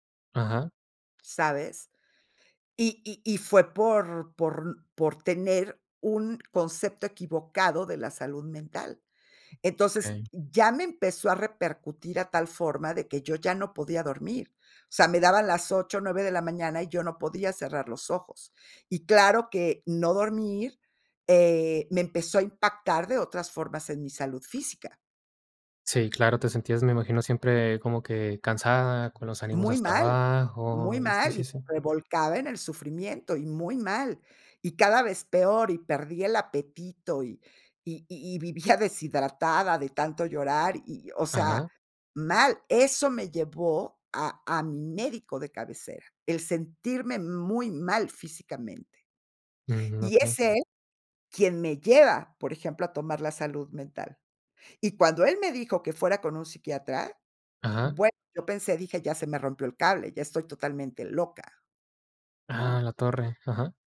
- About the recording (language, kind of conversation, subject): Spanish, podcast, ¿Qué papel cumple el error en el desaprendizaje?
- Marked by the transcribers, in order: none